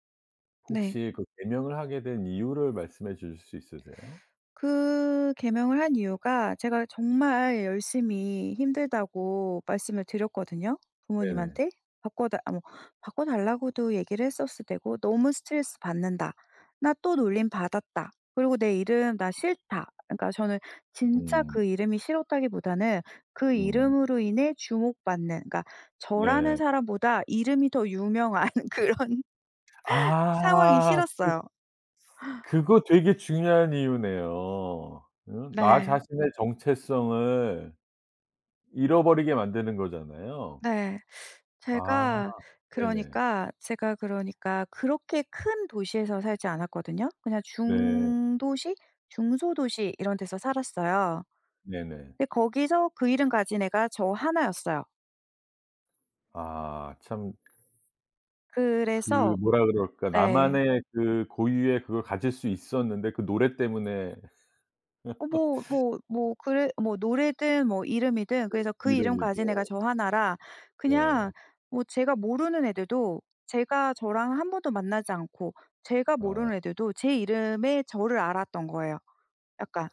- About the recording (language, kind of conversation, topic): Korean, podcast, 네 이름에 담긴 이야기나 의미가 있나요?
- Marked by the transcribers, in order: other background noise; tapping; laughing while speaking: "유명한 그런"; laugh